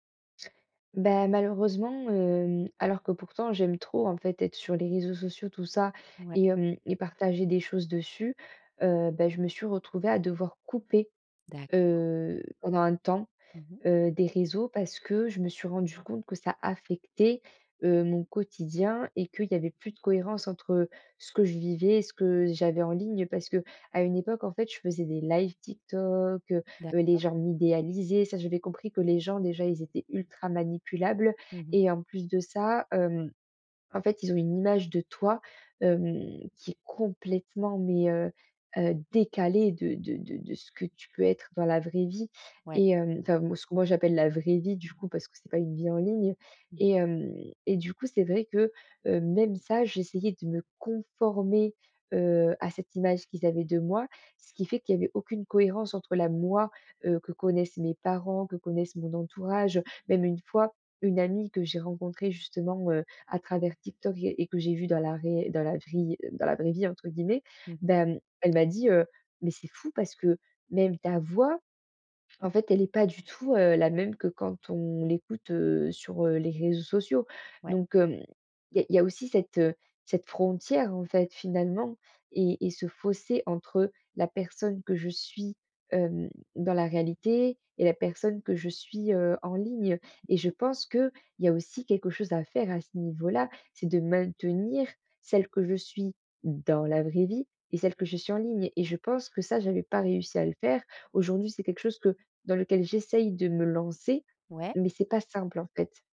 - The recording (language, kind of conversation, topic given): French, advice, Comment puis-je rester fidèle à moi-même entre ma vie réelle et ma vie en ligne ?
- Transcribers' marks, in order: stressed: "couper"; stressed: "conformer"